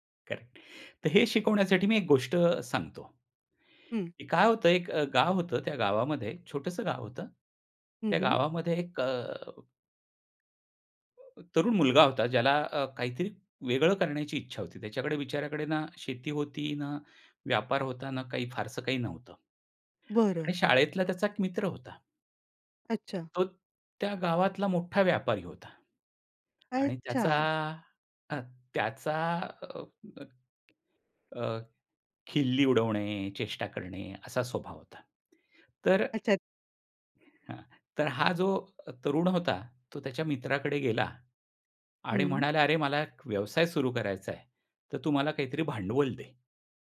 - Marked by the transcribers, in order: tapping; other background noise; other noise
- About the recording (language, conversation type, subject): Marathi, podcast, लोकांना प्रेरित करण्यासाठी तुम्ही कथा कशा वापरता?